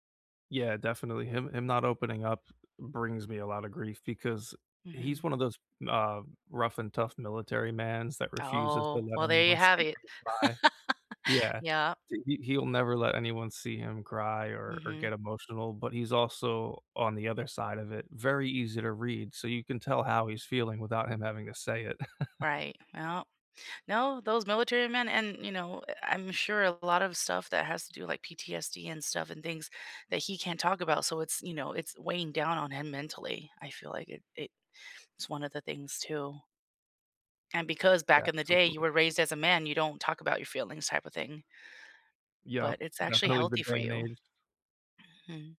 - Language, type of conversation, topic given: English, unstructured, How has grief changed the way you see life?
- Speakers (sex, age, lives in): female, 40-44, United States; male, 35-39, United States
- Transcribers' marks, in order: laugh; chuckle